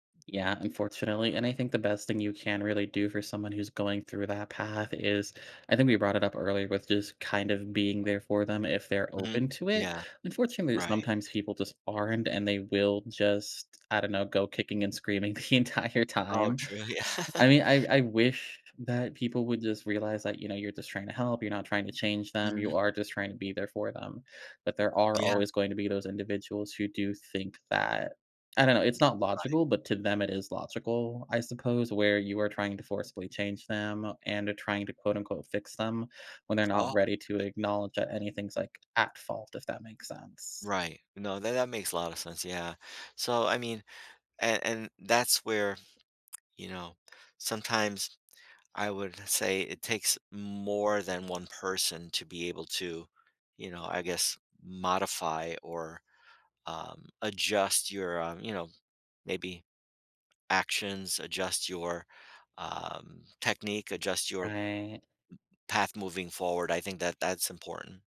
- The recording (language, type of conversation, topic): English, unstructured, How can I stay connected when someone I care about changes?
- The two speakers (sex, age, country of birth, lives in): male, 30-34, United States, United States; male, 60-64, Italy, United States
- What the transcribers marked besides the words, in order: tapping; laughing while speaking: "the entire time"; other background noise; laughing while speaking: "yeah"; background speech; tsk